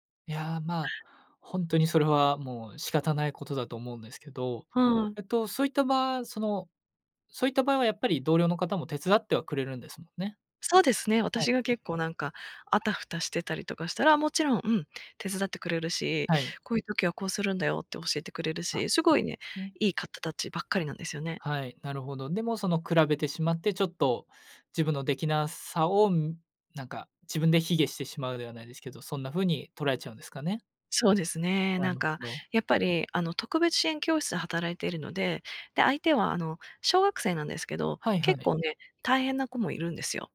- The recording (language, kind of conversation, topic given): Japanese, advice, 同僚と比べて自分には価値がないと感じてしまうのはなぜですか？
- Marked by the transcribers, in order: none